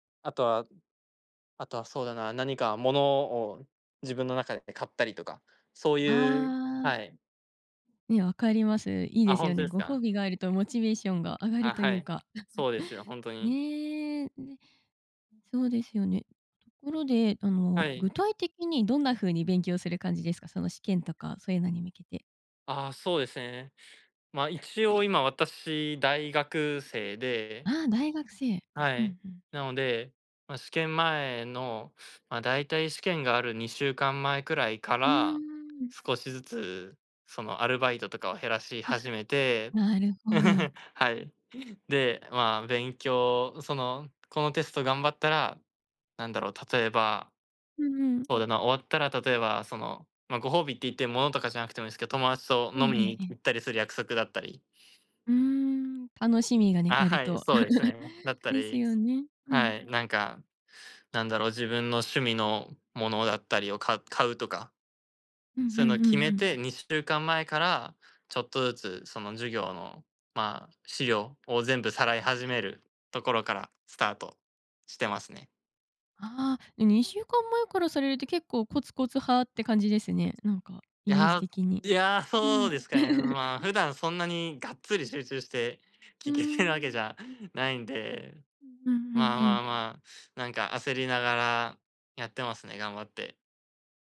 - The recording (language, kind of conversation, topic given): Japanese, podcast, 勉強のモチベーションをどうやって保っていますか？
- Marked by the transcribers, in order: giggle; tapping; giggle; giggle; other background noise; giggle